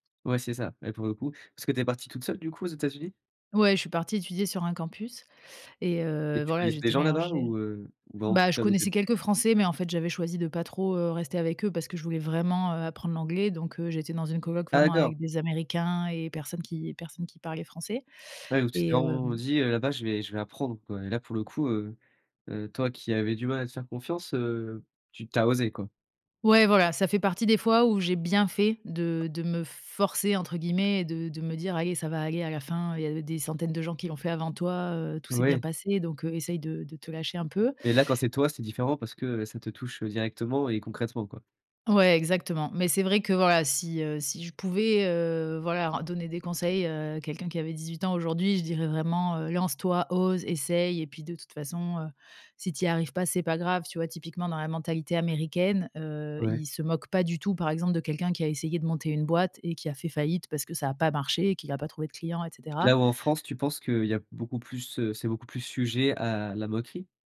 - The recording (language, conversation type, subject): French, podcast, Quel conseil donnerais-tu à la personne que tu étais à 18 ans ?
- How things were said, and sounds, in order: stressed: "vraiment"; tapping